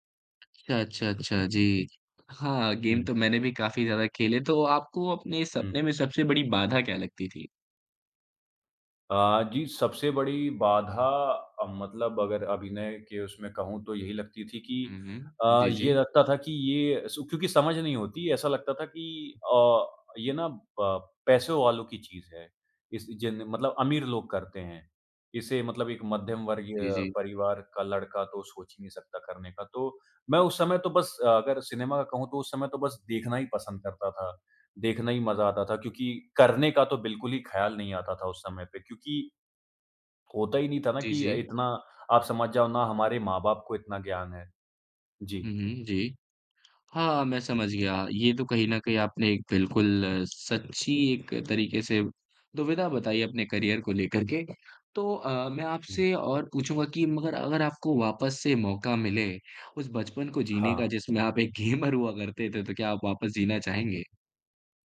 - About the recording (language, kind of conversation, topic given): Hindi, podcast, बचपन में आप क्या बनना चाहते थे और क्यों?
- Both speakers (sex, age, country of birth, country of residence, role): male, 20-24, India, India, host; male, 25-29, India, India, guest
- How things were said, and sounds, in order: in English: "गेम"; other background noise; in English: "करियर"; laughing while speaking: "गेमर हुआ करते"; in English: "गेमर"